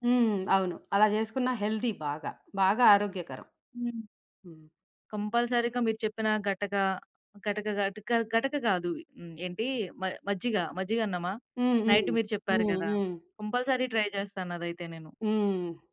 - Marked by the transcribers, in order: in English: "హెల్తీ"; in English: "కంపల్సరీగా"; in English: "నైట్"; other background noise; in English: "కంపల్సరీ ట్రై"
- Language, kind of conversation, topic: Telugu, podcast, మీ ఇంటి అల్పాహార సంప్రదాయాలు ఎలా ఉంటాయి?